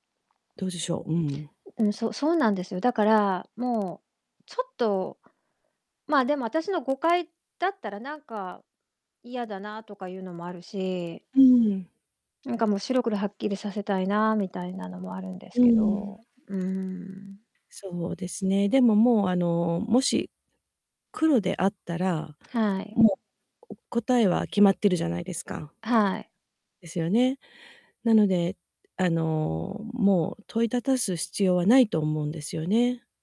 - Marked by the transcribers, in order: distorted speech; other background noise; unintelligible speech
- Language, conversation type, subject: Japanese, advice, パートナーの浮気を疑って不安なのですが、どうすればよいですか？